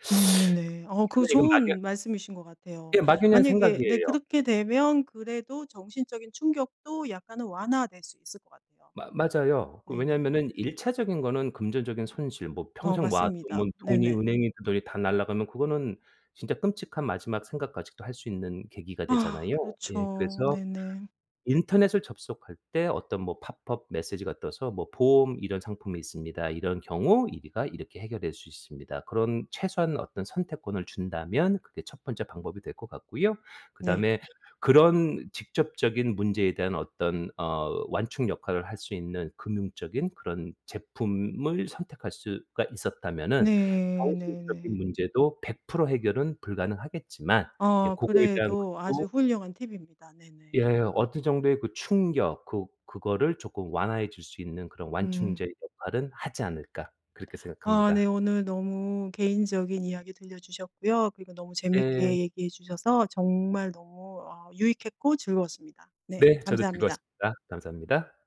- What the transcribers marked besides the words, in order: tapping; other background noise; "날아가면" said as "날라가면"
- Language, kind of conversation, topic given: Korean, podcast, 사이버 사기를 예방하려면 어떻게 해야 하나요?